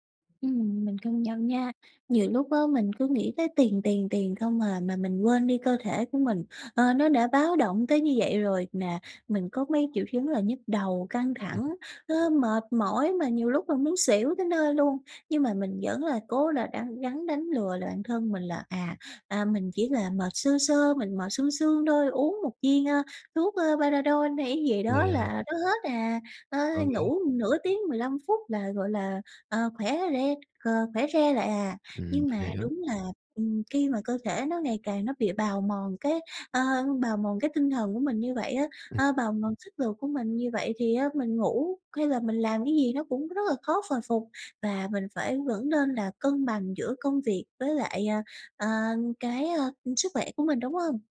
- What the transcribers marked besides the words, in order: tapping; other background noise; "hồi" said as "phồi"
- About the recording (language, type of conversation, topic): Vietnamese, advice, Làm thế nào để nhận biết khi nào cơ thể cần nghỉ ngơi?